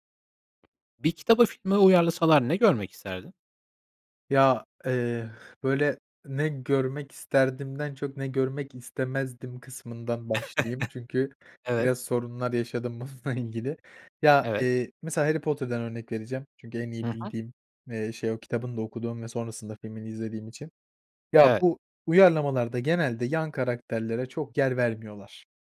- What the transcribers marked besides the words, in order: tapping; chuckle; laughing while speaking: "bununla ilgili"
- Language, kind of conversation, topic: Turkish, podcast, Bir kitabı filme uyarlasalar, filmde en çok neyi görmek isterdin?